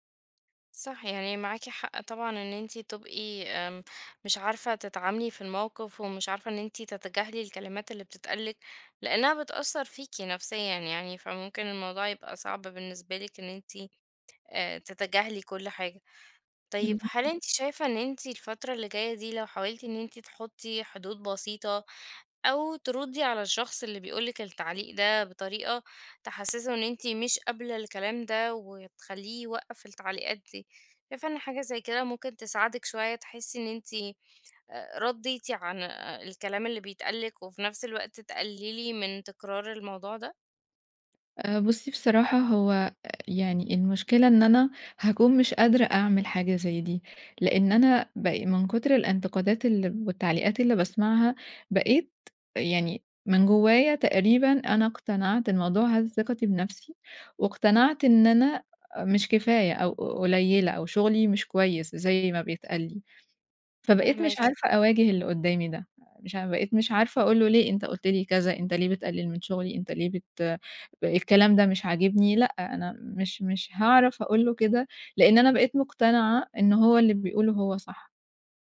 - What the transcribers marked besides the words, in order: tapping
- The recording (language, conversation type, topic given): Arabic, advice, إزاي الانتقاد المتكرر بيأثر على ثقتي بنفسي؟